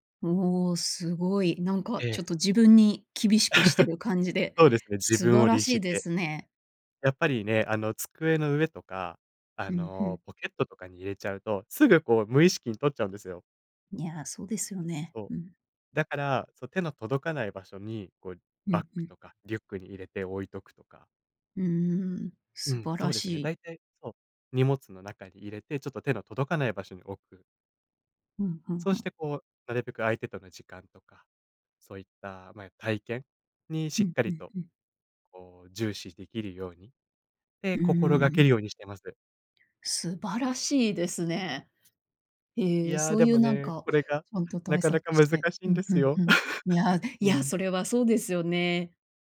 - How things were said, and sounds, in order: laugh; laugh
- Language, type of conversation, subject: Japanese, podcast, スマホ依存を感じたらどうしますか？